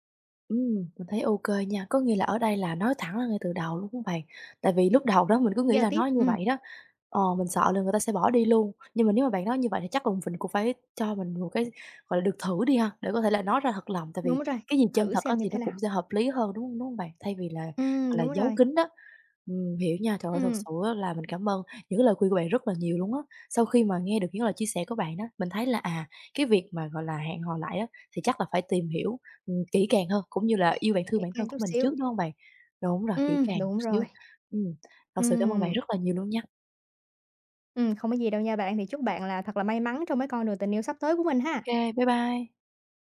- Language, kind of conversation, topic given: Vietnamese, advice, Khi nào tôi nên bắt đầu hẹn hò lại sau khi chia tay hoặc ly hôn?
- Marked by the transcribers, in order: tapping; other background noise